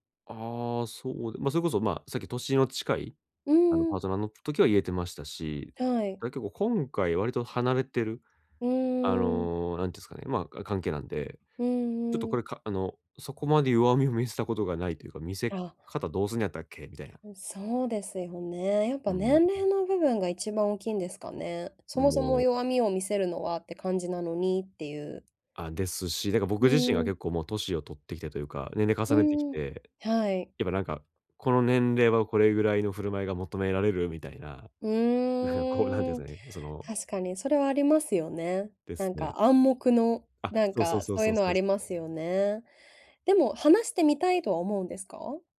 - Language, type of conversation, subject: Japanese, advice, 長期的な将来についての不安や期待を、パートナーとどのように共有すればよいですか？
- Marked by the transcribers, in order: none